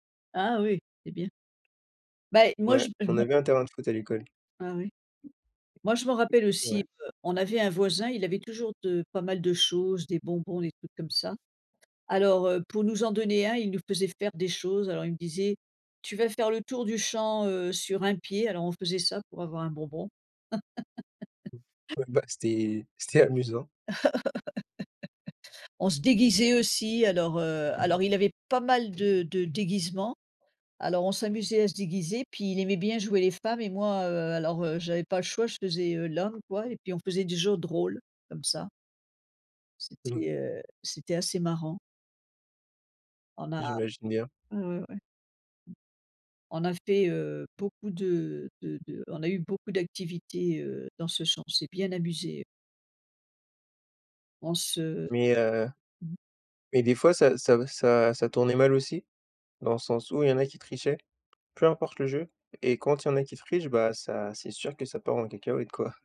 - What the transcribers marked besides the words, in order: unintelligible speech; tapping; laugh; laughing while speaking: "amusant"; laugh
- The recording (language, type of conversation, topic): French, unstructured, Qu’est-ce que tu aimais faire quand tu étais plus jeune ?